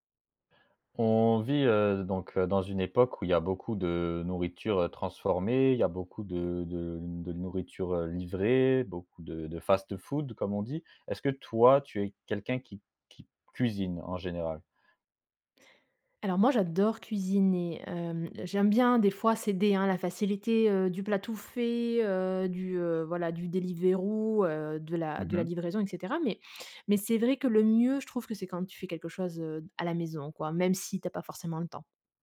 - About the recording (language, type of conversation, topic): French, podcast, Comment t’organises-tu pour cuisiner quand tu as peu de temps ?
- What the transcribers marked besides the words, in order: stressed: "mieux"